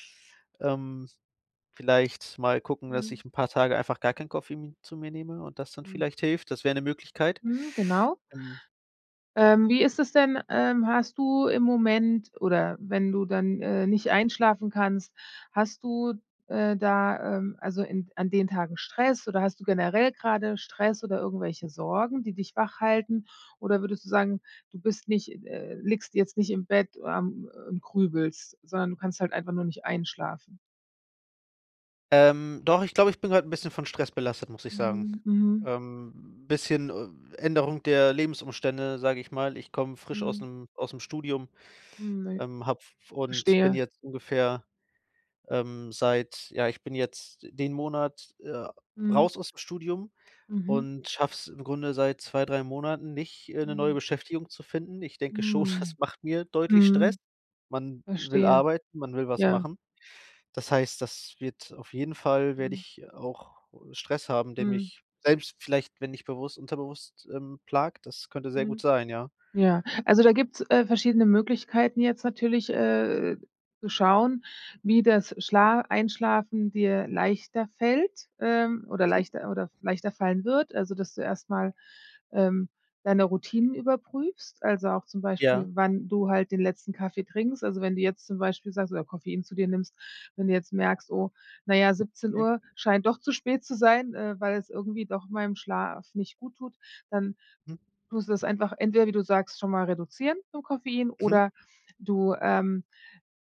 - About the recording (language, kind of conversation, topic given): German, advice, Warum kann ich trotz Müdigkeit nicht einschlafen?
- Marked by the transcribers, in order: other background noise; laughing while speaking: "das macht mir"; tapping